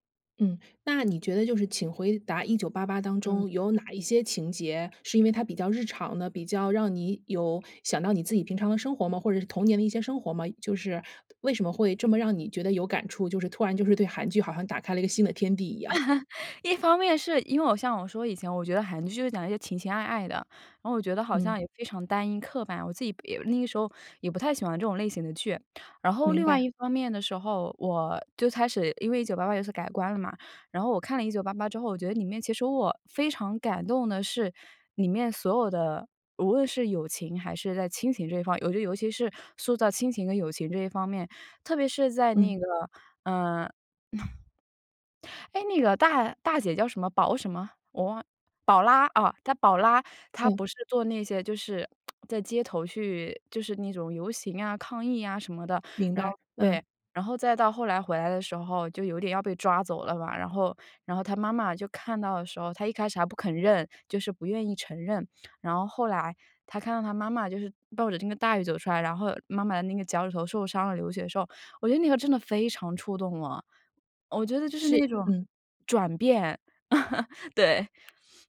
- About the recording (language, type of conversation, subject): Chinese, podcast, 为什么有些人会一遍又一遍地重温老电影和老电视剧？
- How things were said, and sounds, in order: laugh; chuckle; lip smack; laugh; other background noise